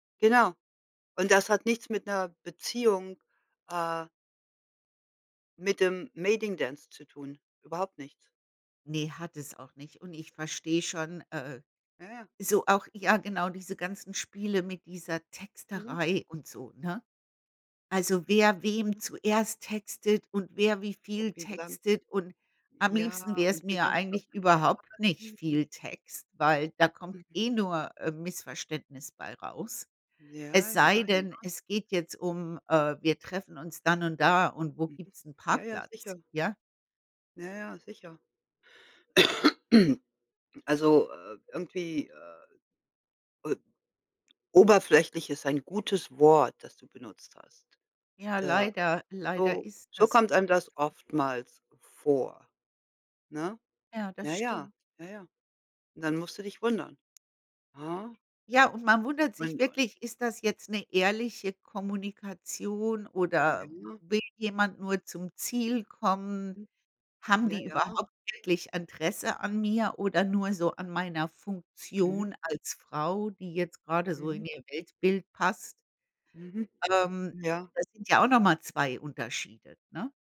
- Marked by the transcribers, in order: unintelligible speech; cough; throat clearing; unintelligible speech; other background noise; other noise
- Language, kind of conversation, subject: German, unstructured, Wie erkennst du, ob jemand wirklich an einer Beziehung interessiert ist?